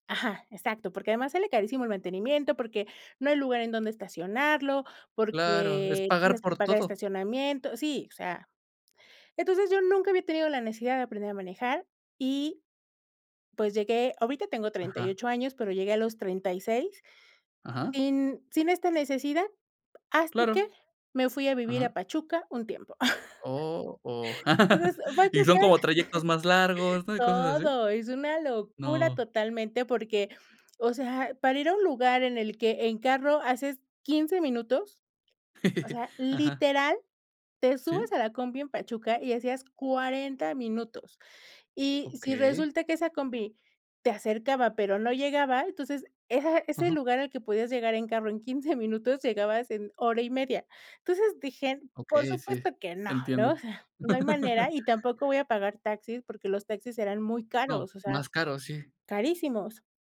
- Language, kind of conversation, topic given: Spanish, podcast, ¿Cómo superas el miedo a equivocarte al aprender?
- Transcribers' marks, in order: chuckle; chuckle; chuckle